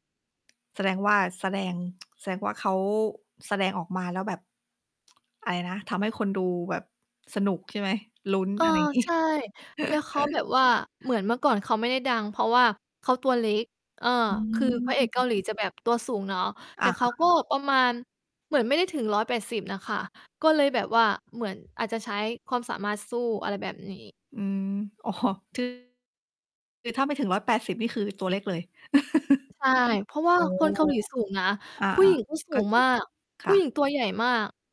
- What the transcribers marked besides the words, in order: tapping; chuckle; static; distorted speech; laughing while speaking: "อ๋อ"; unintelligible speech; other background noise; laugh
- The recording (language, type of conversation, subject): Thai, unstructured, หนังเรื่องไหนที่คุณดูแล้วจำได้จนถึงตอนนี้?